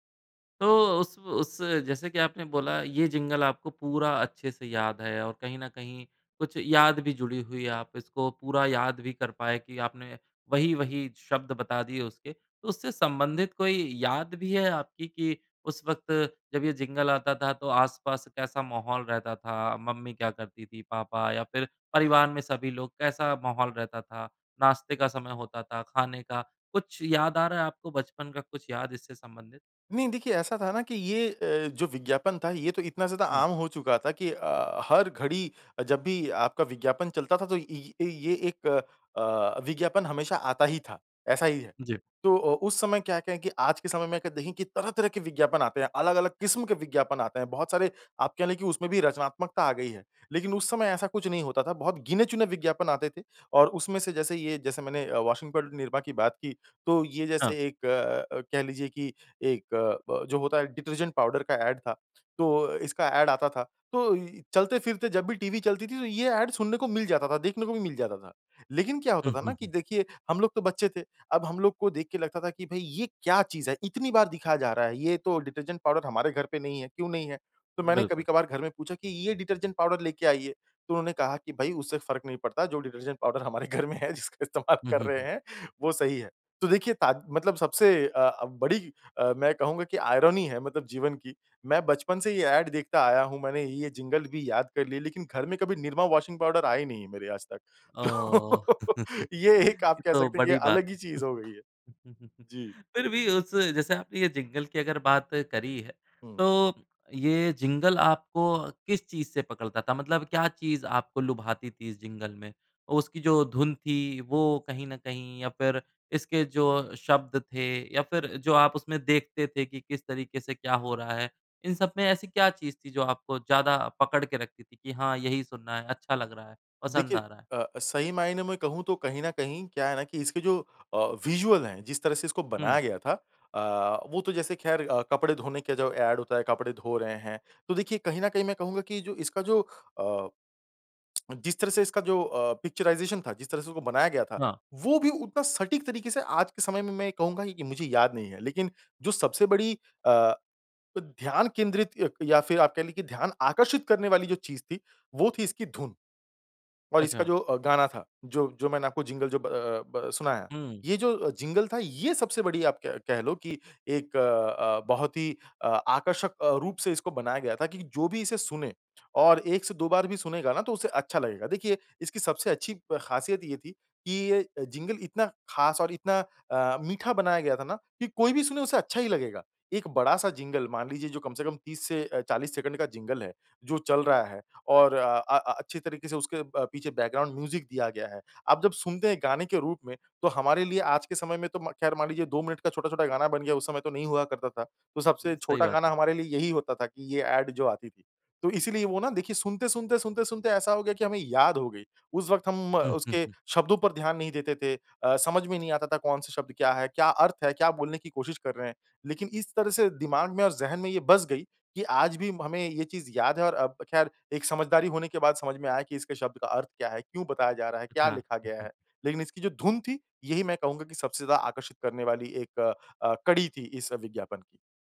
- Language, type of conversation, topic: Hindi, podcast, किस पुराने विज्ञापन का जिंगल अब भी तुम्हारे दिमाग में घूमता है?
- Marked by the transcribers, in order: in English: "डिटर्जेंट"; in English: "डिटर्जेंट"; in English: "डिटर्जेंट"; in English: "डिटर्जेंट"; laughing while speaking: "हमारे घर में है जिसका इस्तेमाल कर रहे हैं वो सही है"; in English: "आयरनी"; chuckle; laughing while speaking: "तो"; laugh; laughing while speaking: "एक"; in English: "विजुअल"; lip smack; in English: "पिक्चराइजेशन"; in English: "बैकग्राउंड म्यूज़िक"